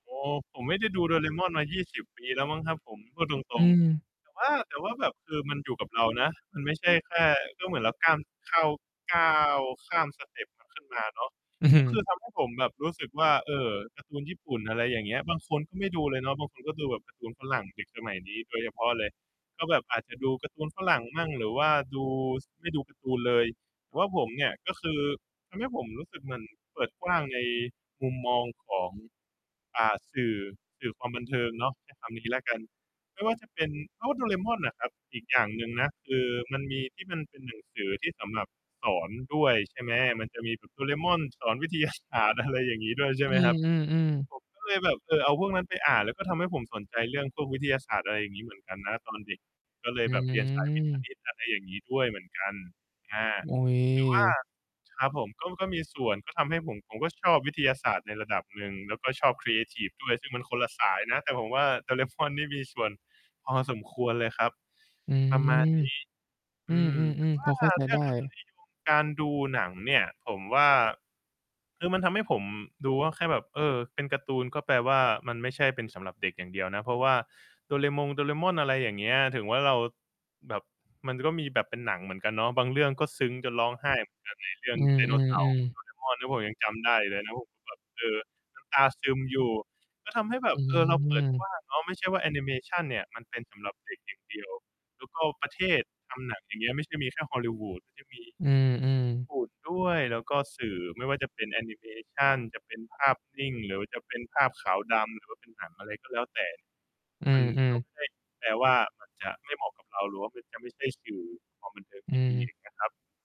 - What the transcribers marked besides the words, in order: mechanical hum; laughing while speaking: "อือฮือ"; distorted speech; laughing while speaking: "วิทยาศาสตร์"; laughing while speaking: "mon"
- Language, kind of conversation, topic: Thai, podcast, หนังหรือการ์ตูนที่คุณดูตอนเด็กๆ ส่งผลต่อคุณในวันนี้อย่างไรบ้าง?